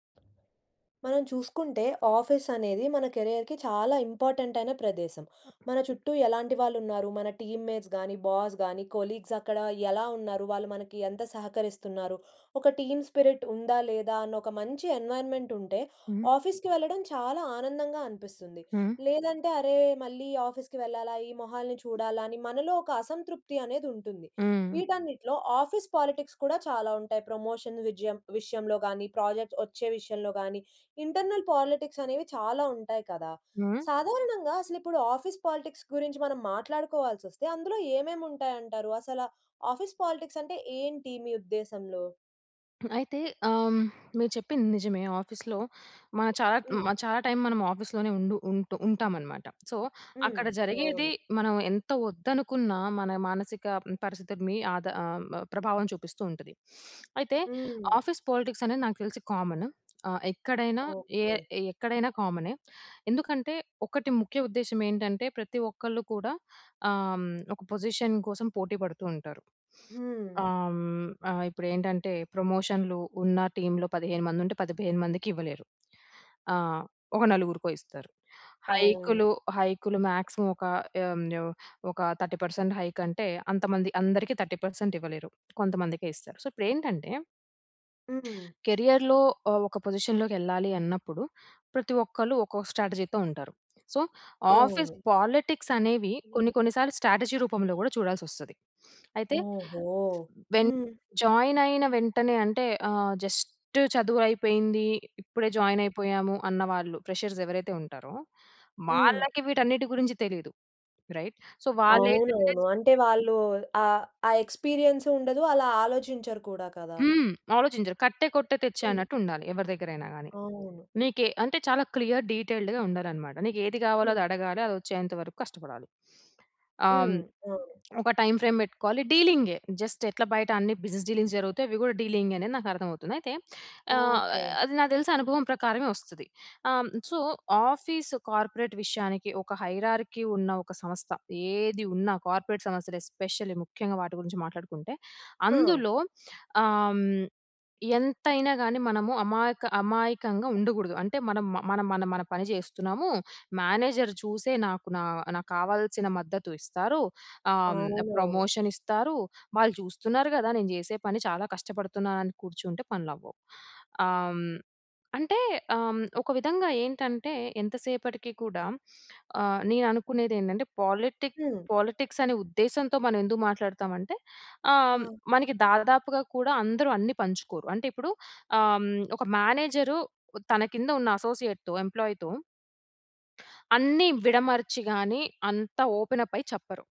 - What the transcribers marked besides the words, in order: in English: "ఆఫీస్"; in English: "కెరియర్‌కి"; in English: "ఇంపార్టెంట్"; other noise; in English: "టీమ్‌మేట్స్"; in English: "బాస్"; in English: "కొలీగ్స్"; in English: "టీమ్ స్పిరిట్"; in English: "ఎన్విరాన్మెంట్"; in English: "ఆఫీస్‌కి"; in English: "ఆఫీస్‌కి"; in English: "ఆఫీస్ పాలిటిక్స్"; in English: "ప్రమోషన్"; in English: "ప్రాజెక్ట్"; in English: "ఇంటర్నల్ పాలిటిక్స్"; in English: "ఆఫీస్ పాలిటిక్స్"; in English: "ఆఫీస్ పాలిటిక్స్"; in English: "ఆఫీస్‌లో"; in English: "ఆఫీస్‌లోనే"; in English: "సో"; sniff; in English: "ఆఫీస్ పాలిటిక్స్"; tapping; in English: "పొజిషన్"; sniff; in English: "టీమ్‌లో"; in English: "మ్యాక్సిమమ్"; in English: "థర్టీ పెర్సెంట్ హైక్"; in English: "థర్టీ పెర్సెంట్"; in English: "సో"; in English: "కెరియర్‌లో"; in English: "పొజిషన్‌లోకెళ్ళాలి"; in English: "స్ట్రాటజీతో"; in English: "సో, ఆఫీస్ పాలిటిక్స్"; in English: "స్ట్రాటజీ"; sniff; in English: "జాయిన్"; in English: "జస్ట్"; in English: "జాయిన్"; in English: "ప్రెషర్స్"; in English: "రైట్. సో"; in English: "నెక్స్ట్"; in English: "ఎక్స్పీరియన్స్"; in English: "క్లియర్ డీటెయిల్డ్‌గా"; sniff; in English: "టైమ్ ఫ్రేమ్"; in English: "జస్ట్"; in English: "బిజినెస్ డీలింగ్స్"; in English: "సో"; in English: "కార్పొరేట్"; in English: "హైరార్కీ"; in English: "కార్పొరేట్"; in English: "ఎస్పెషల్లీ"; in English: "మేనేజర్"; in English: "ప్రమోషన్"; in English: "పాలిటిక్ పాలిటిక్స్"; in English: "అసోసియేట్‌తో ఎంప్లాయ్‌తో"; other background noise; in English: "ఓపెన్ అప్"
- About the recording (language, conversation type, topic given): Telugu, podcast, ఆఫీస్ పాలిటిక్స్‌ను మీరు ఎలా ఎదుర్కొంటారు?